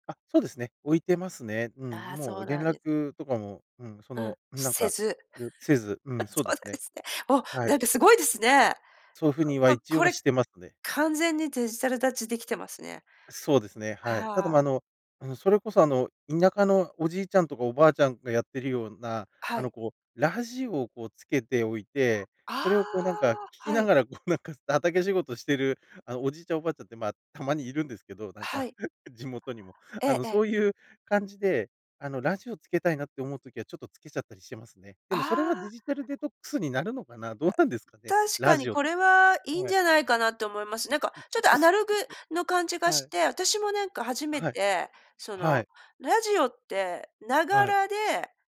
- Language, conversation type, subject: Japanese, podcast, あえてデジタル断ちする時間を取っていますか？
- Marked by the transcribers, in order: laugh; laughing while speaking: "そうなんですね"; laughing while speaking: "こう、なんか畑仕事してる"; laughing while speaking: "なんか、地元にも。あの、そういう感じで"; unintelligible speech